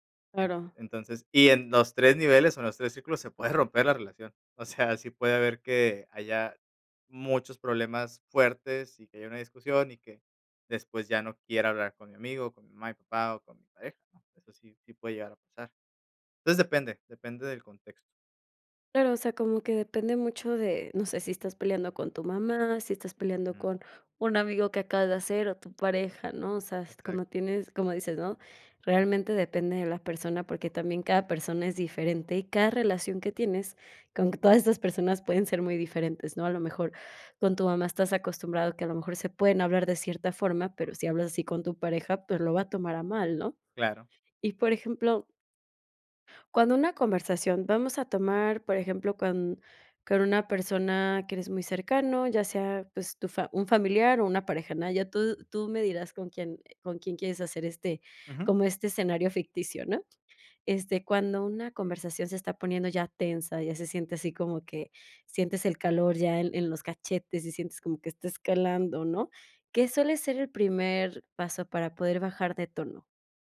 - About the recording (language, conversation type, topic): Spanish, podcast, ¿Cómo manejas las discusiones sin dañar la relación?
- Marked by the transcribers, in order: laughing while speaking: "se puede romper la relación. O sea, sí puede"